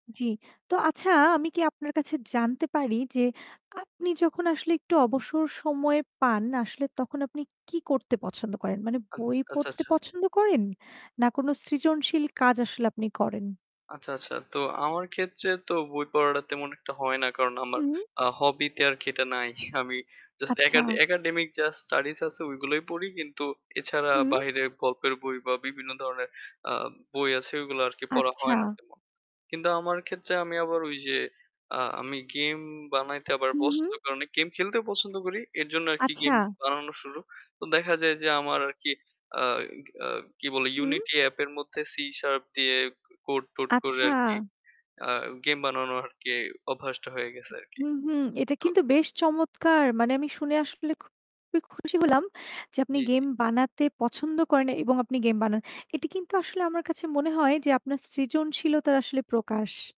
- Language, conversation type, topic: Bengali, unstructured, আপনি অবসর সময় কীভাবে কাটাতে সবচেয়ে বেশি পছন্দ করেন?
- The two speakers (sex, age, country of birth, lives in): female, 25-29, Bangladesh, Bangladesh; male, 20-24, Bangladesh, Bangladesh
- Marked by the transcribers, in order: static; "পড়াটা" said as "পড়াডা"; laughing while speaking: "নাই"; other background noise; tapping; unintelligible speech; distorted speech